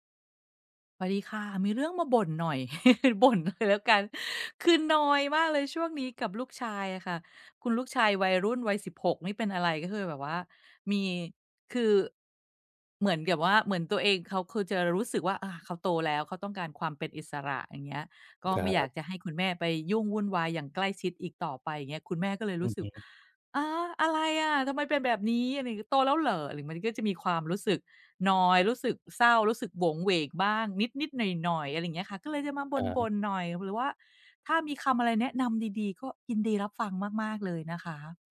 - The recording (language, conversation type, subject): Thai, advice, คุณจะรักษาสมดุลระหว่างความใกล้ชิดกับความเป็นอิสระในความสัมพันธ์ได้อย่างไร?
- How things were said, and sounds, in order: chuckle; laughing while speaking: "บ่นเลยแล้วกัน"; other background noise